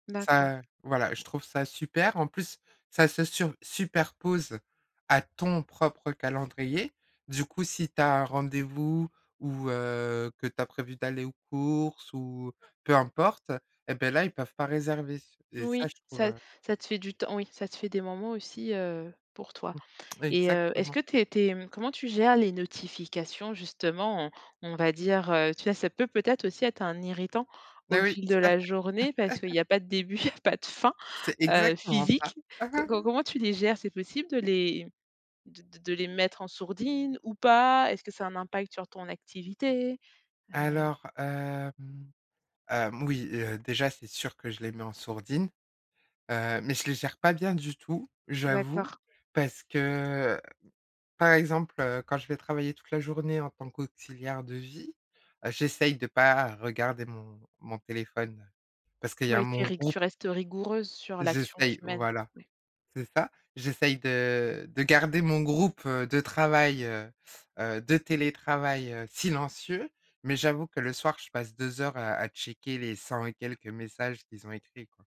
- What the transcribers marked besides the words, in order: stressed: "ton"; laugh; tapping; chuckle
- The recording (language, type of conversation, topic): French, podcast, Quelle est ton expérience du télétravail et des outils numériques ?